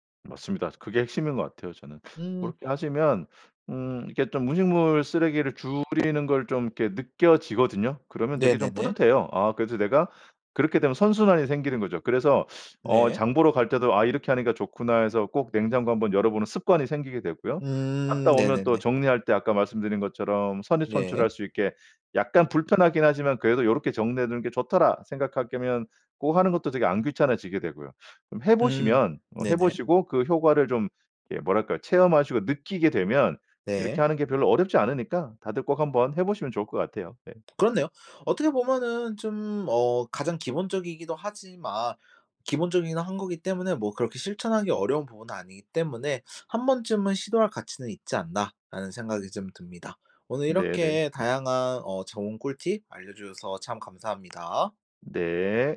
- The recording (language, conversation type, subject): Korean, podcast, 집에서 음식물 쓰레기를 줄이는 가장 쉬운 방법은 무엇인가요?
- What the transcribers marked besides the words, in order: teeth sucking; other background noise; teeth sucking; teeth sucking; laugh